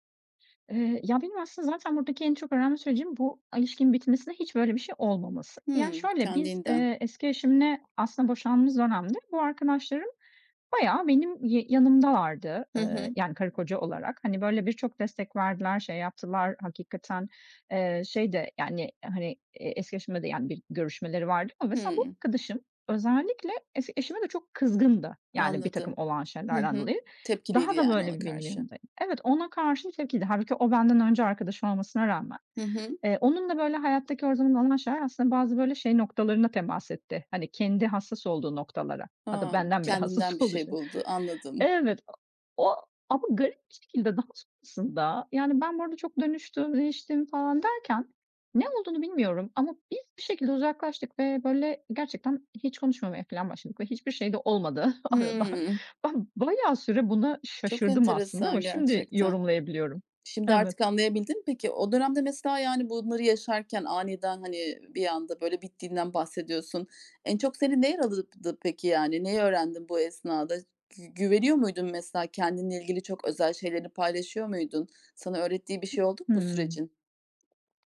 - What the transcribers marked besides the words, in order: other background noise; tapping; chuckle
- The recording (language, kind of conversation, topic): Turkish, podcast, Bir arkadaşlık bittiğinde bundan ne öğrendin, paylaşır mısın?